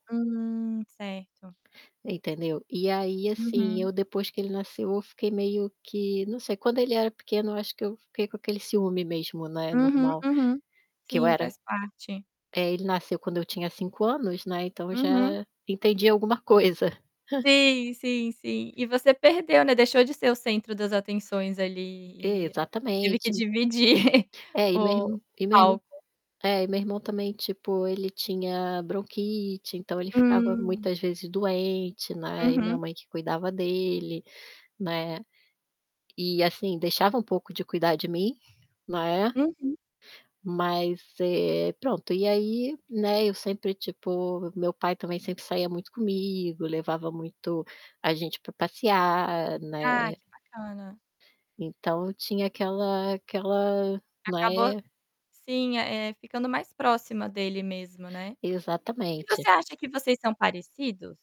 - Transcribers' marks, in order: static; chuckle; tapping; other background noise; laughing while speaking: "dividir"
- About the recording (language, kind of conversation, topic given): Portuguese, podcast, O que pode ajudar a reconstruir a confiança na família?